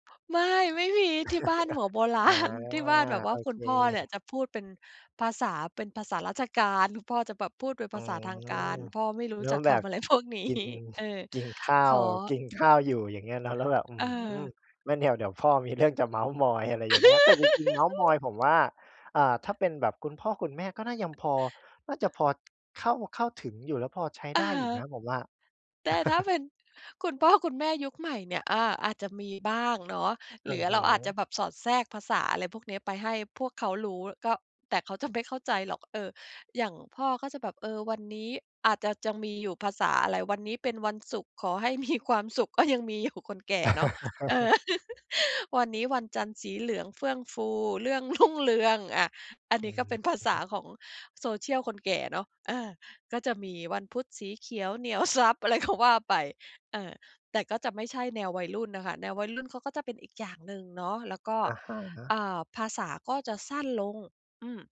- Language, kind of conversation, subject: Thai, podcast, ภาษากับวัฒนธรรมของคุณเปลี่ยนไปอย่างไรในยุคสื่อสังคมออนไลน์?
- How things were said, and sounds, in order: laugh; laughing while speaking: "โบราณ"; laughing while speaking: "พวกนี้"; tapping; laugh; laugh; laughing while speaking: "มี"; laugh; laughing while speaking: "อยู่"; laugh; laughing while speaking: "รุ่งเรือง"; laughing while speaking: "ทรัพย์"